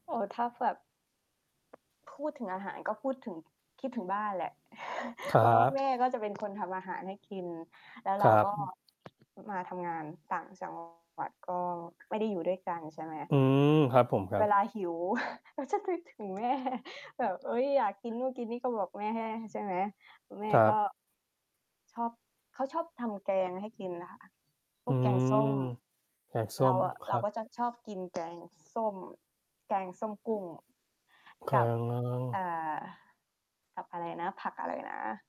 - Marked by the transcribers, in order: "แบบ" said as "แฟบ"; other background noise; chuckle; mechanical hum; distorted speech; chuckle; laughing while speaking: "ก็จะนึกถึงแม่"
- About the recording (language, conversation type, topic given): Thai, unstructured, คุณชอบอาหารจานไหนที่สุดเวลาอยู่ในอารมณ์ดี?